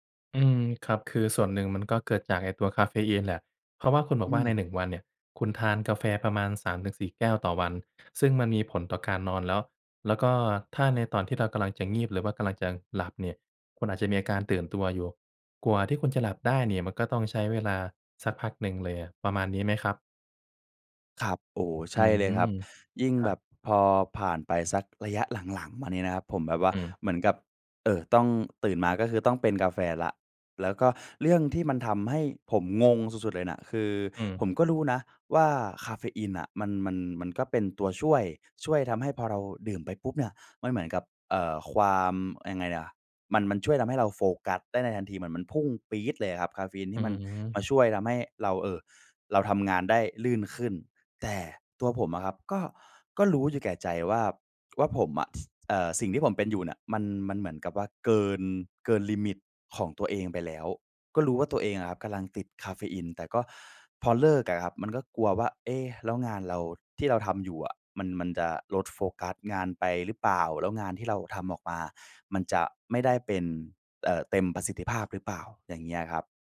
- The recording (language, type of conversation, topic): Thai, advice, คุณติดกาแฟและตื่นยากเมื่อขาดคาเฟอีน ควรปรับอย่างไร?
- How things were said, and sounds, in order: none